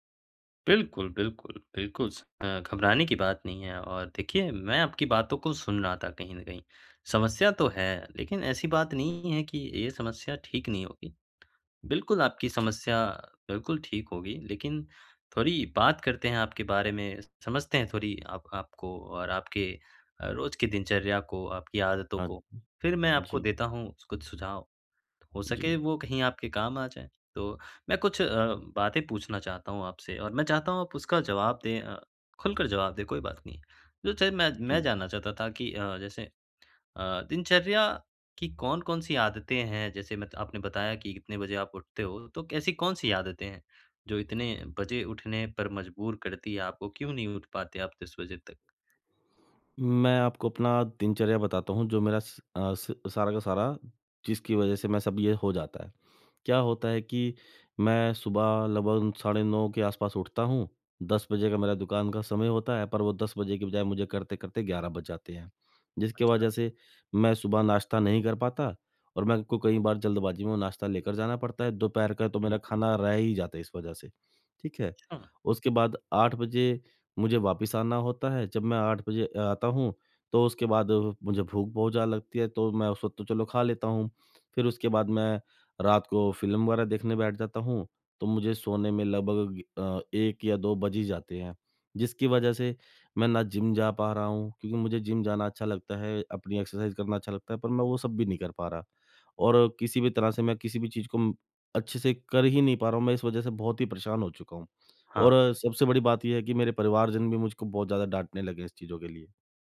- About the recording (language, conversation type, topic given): Hindi, advice, यात्रा या सप्ताहांत के दौरान मैं अपनी दिनचर्या में निरंतरता कैसे बनाए रखूँ?
- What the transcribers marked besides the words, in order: in English: "एक्सरसाइज़"